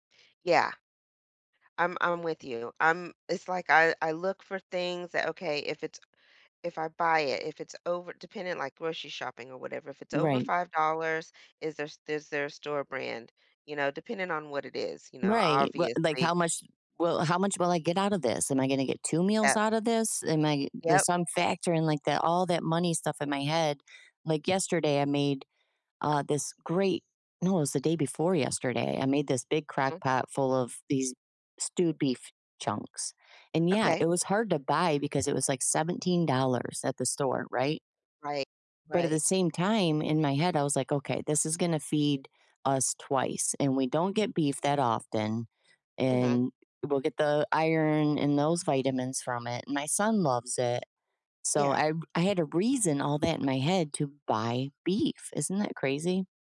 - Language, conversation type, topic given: English, unstructured, How can I notice how money quietly influences my daily choices?
- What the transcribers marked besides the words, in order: none